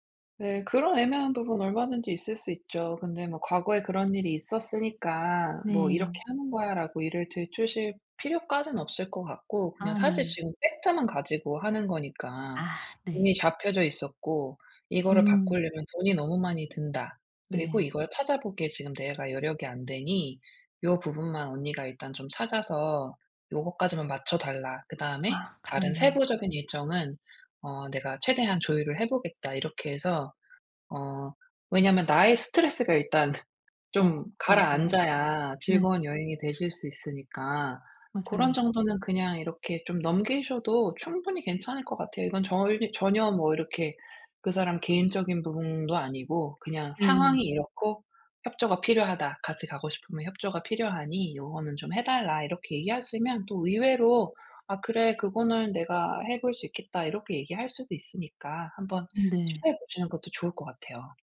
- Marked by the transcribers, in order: other background noise
- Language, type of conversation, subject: Korean, advice, 여행 일정이 변경됐을 때 스트레스를 어떻게 줄일 수 있나요?